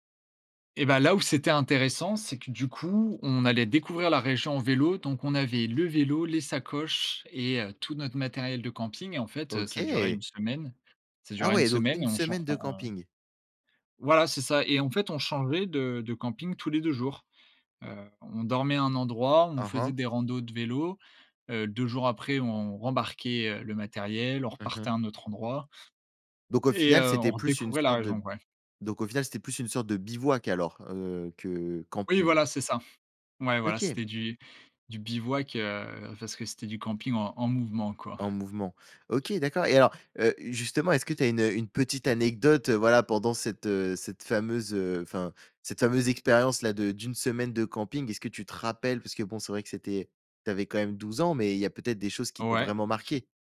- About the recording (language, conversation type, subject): French, podcast, Quelle a été ton expérience de camping la plus mémorable ?
- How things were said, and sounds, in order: other background noise; tapping